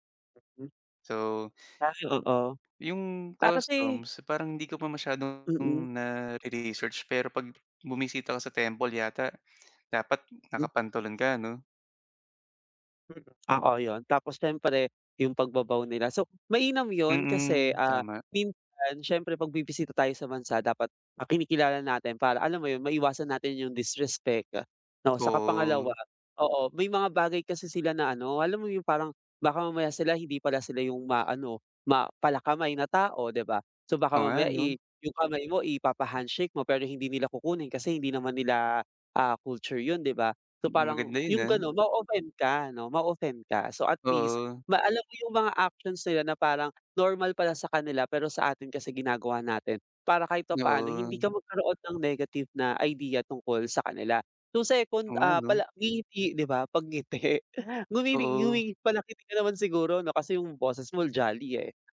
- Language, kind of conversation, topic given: Filipino, advice, Paano ko mapapahusay ang praktikal na kasanayan ko sa komunikasyon kapag lumipat ako sa bagong lugar?
- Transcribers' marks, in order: tapping; other background noise; laughing while speaking: "ngiti"